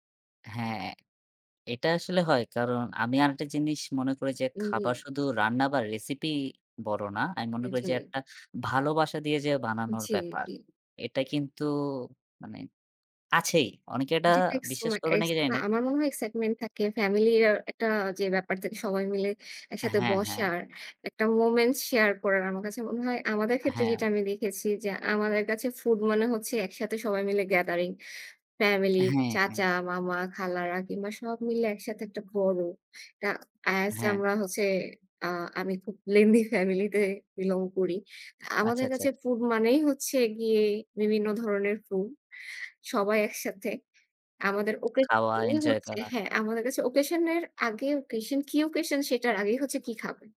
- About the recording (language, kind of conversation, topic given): Bengali, unstructured, আপনার জীবনের সবচেয়ে স্মরণীয় খাবার কোনটি?
- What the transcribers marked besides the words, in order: in English: "recipe"; other background noise; unintelligible speech; tongue click; in English: "enjoy"